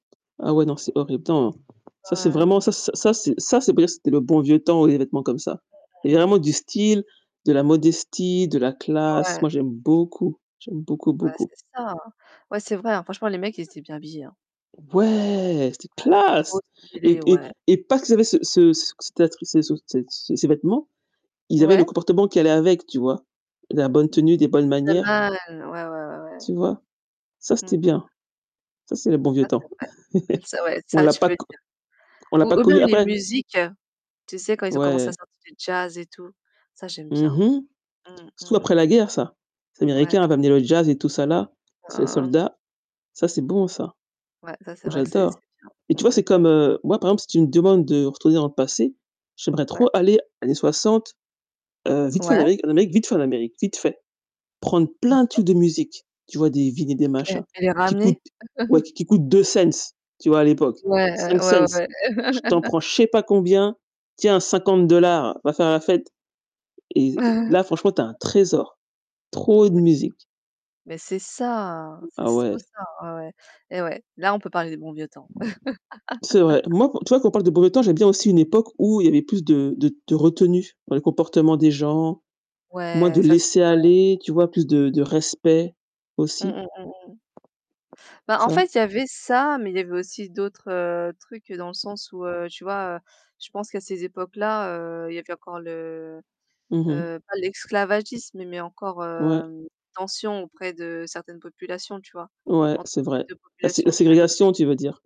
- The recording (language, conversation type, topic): French, unstructured, Qu’est-ce qui t’énerve quand les gens parlent trop du bon vieux temps ?
- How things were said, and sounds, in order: static; tapping; unintelligible speech; other background noise; distorted speech; stressed: "classe"; laugh; stressed: "plein"; chuckle; laugh; chuckle; stressed: "ça"; laugh